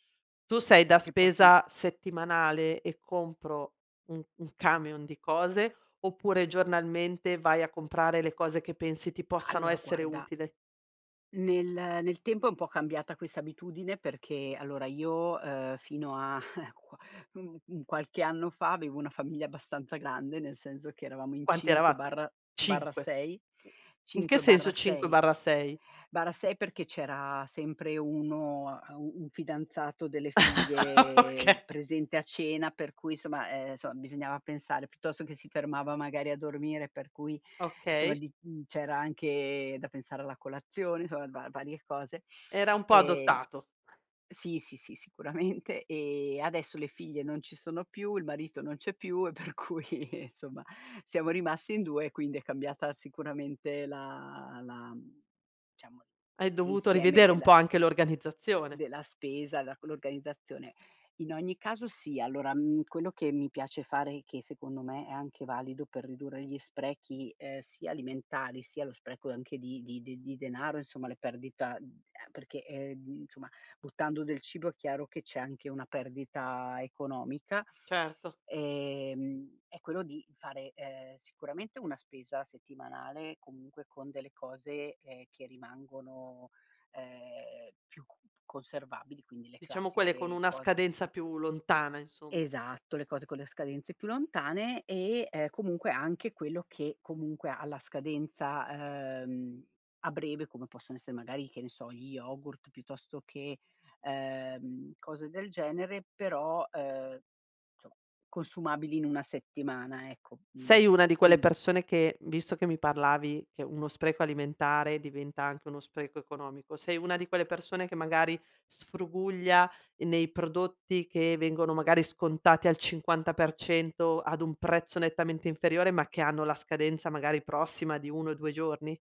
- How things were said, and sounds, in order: chuckle; laugh; laughing while speaking: "Okay"; "insomma" said as "nsomma"; other background noise; laughing while speaking: "sicuramente"; laughing while speaking: "e per cui"; "insomma" said as "nsoma"
- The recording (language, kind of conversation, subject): Italian, podcast, Hai qualche trucco per ridurre gli sprechi alimentari?